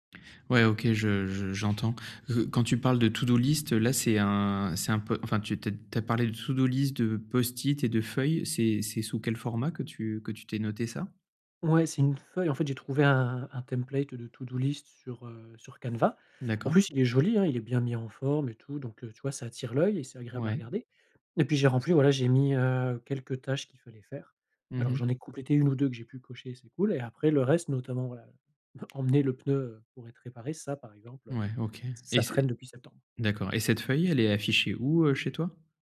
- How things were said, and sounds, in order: in English: "to-do list"; in English: "to do-list"; in English: "template"; in English: "to-do list"; chuckle
- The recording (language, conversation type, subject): French, advice, Comment surmonter l’envie de tout remettre au lendemain ?